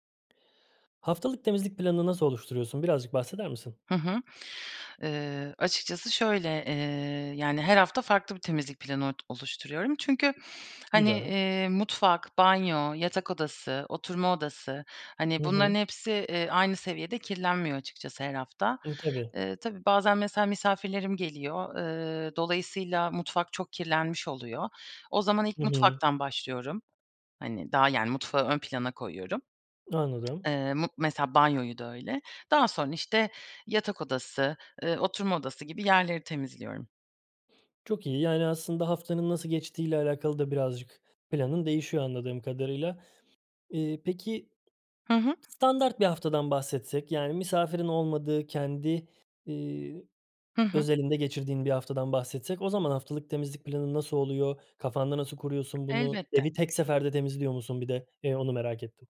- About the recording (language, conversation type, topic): Turkish, podcast, Haftalık temizlik planını nasıl oluşturuyorsun?
- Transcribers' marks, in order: other background noise